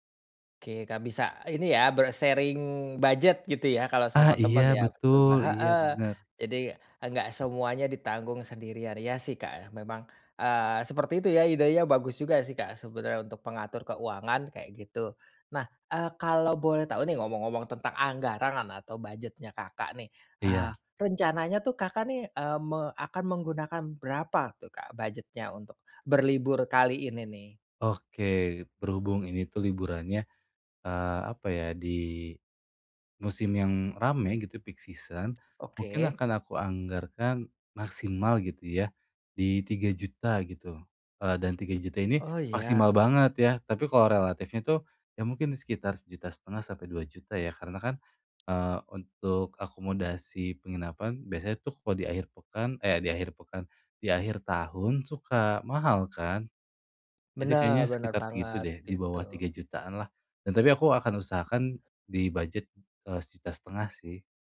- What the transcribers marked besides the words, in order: in English: "ber-sharing"; tapping; "anggaran" said as "anggarangan"; other background noise; in English: "peak season"
- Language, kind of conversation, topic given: Indonesian, advice, Bagaimana cara menemukan tujuan wisata yang terjangkau dan aman?